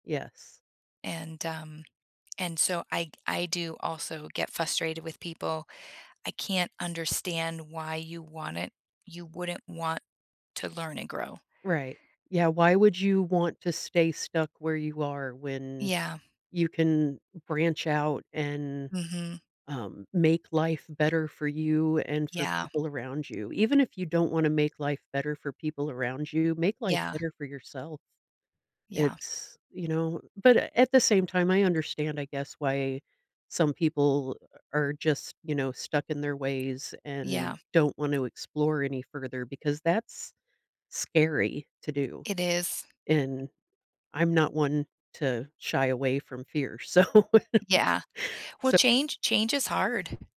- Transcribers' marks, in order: tapping; "frustrated" said as "fustrated"; other background noise; laughing while speaking: "so"
- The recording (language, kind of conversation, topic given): English, unstructured, How has conflict unexpectedly brought people closer?